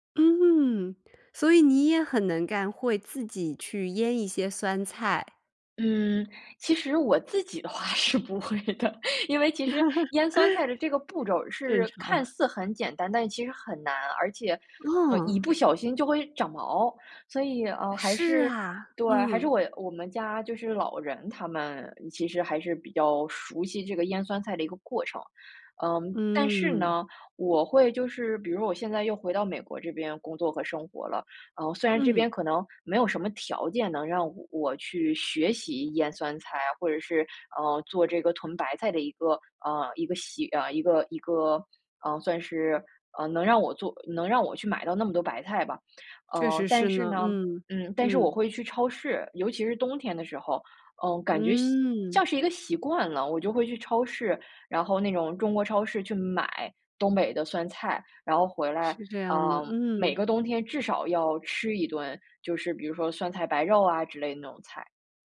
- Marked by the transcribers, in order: laughing while speaking: "是不会的"; laugh
- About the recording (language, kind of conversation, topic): Chinese, podcast, 离开家乡后，你是如何保留或调整原本的习俗的？